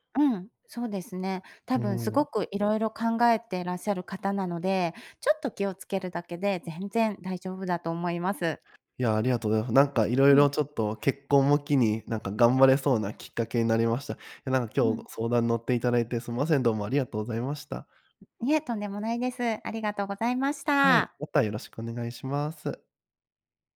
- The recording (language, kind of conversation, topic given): Japanese, advice, 衝動買いを繰り返して貯金できない習慣をどう改善すればよいですか？
- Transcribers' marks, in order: none